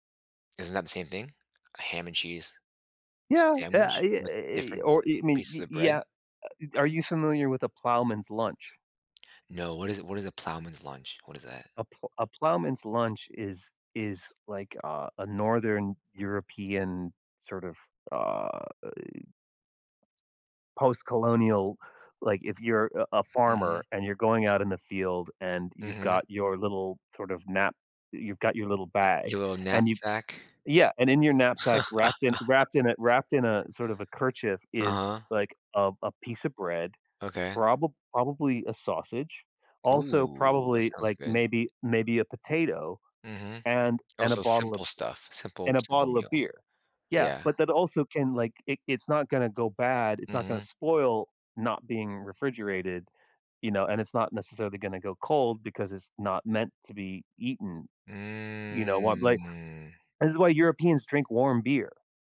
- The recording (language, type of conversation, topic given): English, unstructured, How should I handle my surprising little food rituals around others?
- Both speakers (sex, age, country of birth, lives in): male, 30-34, United States, United States; male, 55-59, United States, United States
- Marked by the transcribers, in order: laugh; drawn out: "Ooh"; drawn out: "Mm"